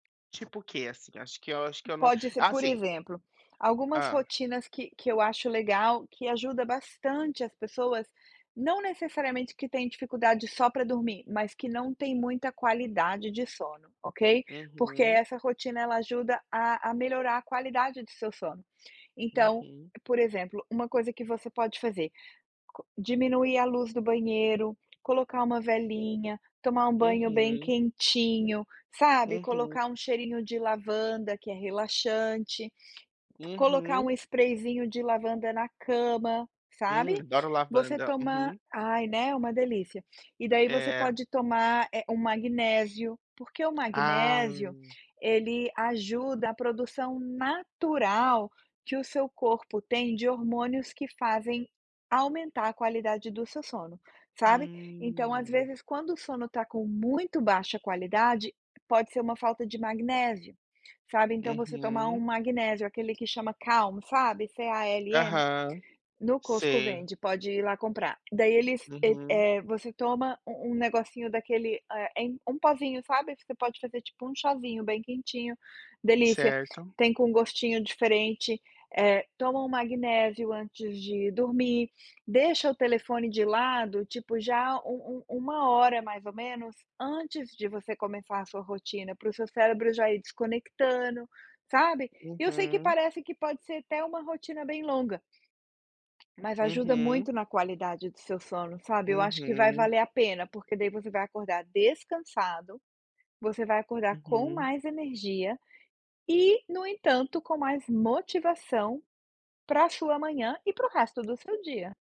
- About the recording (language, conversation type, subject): Portuguese, advice, Como posso me sentir mais motivado de manhã quando acordo sem energia?
- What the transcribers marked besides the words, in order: tapping; drawn out: "Hum"